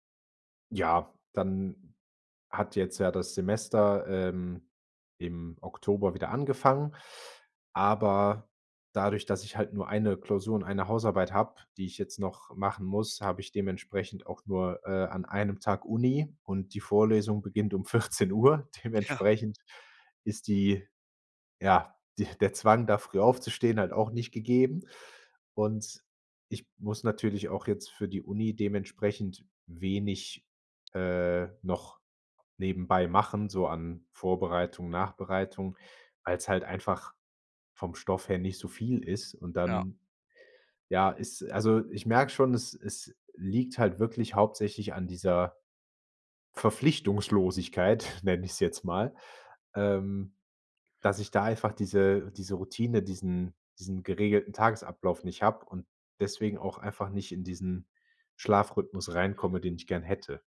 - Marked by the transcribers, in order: laughing while speaking: "Dementsprechend"; chuckle; other background noise
- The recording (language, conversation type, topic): German, advice, Warum fällt es dir trotz eines geplanten Schlafrhythmus schwer, morgens pünktlich aufzustehen?
- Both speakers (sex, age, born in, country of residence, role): male, 18-19, Germany, Germany, advisor; male, 25-29, Germany, Germany, user